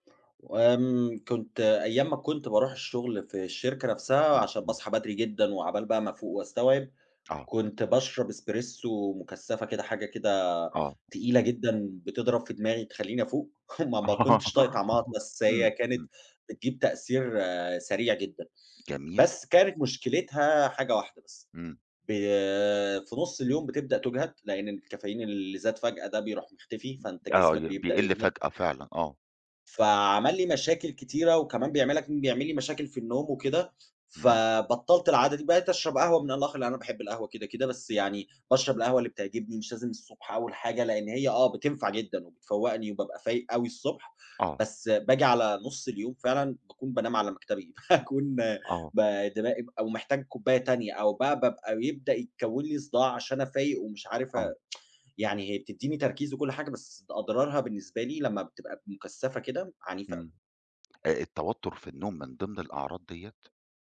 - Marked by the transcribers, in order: tapping; laugh; chuckle; unintelligible speech; laugh; tsk
- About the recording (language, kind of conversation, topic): Arabic, podcast, إيه العادات الصغيرة اللي حسّنت تركيزك مع الوقت؟